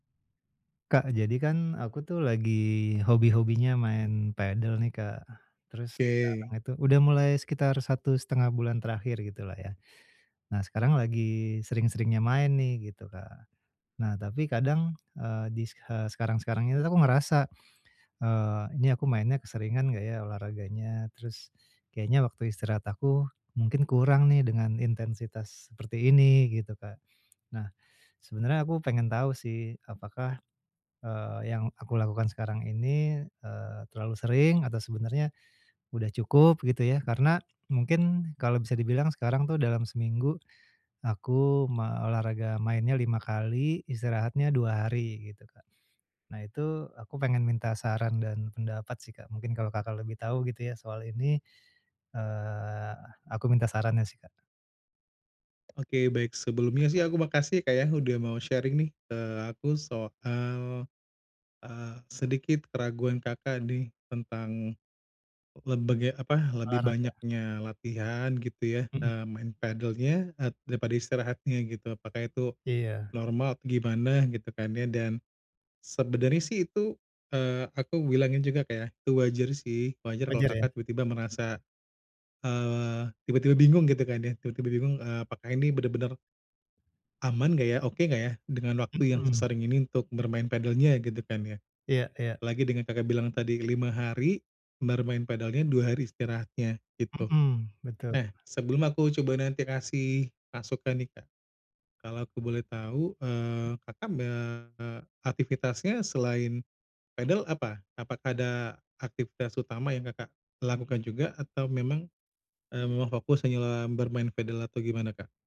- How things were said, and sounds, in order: in English: "sharing"; other background noise
- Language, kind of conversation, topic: Indonesian, advice, Bagaimana cara menyeimbangkan latihan dan pemulihan tubuh?